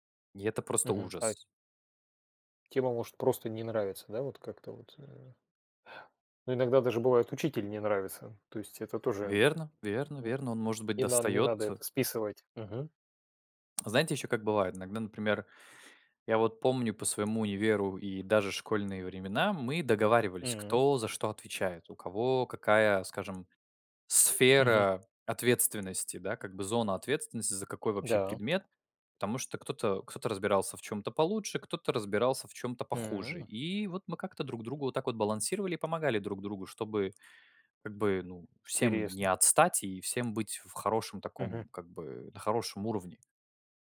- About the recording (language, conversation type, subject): Russian, unstructured, Почему так много школьников списывают?
- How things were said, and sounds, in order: other background noise; other noise; tapping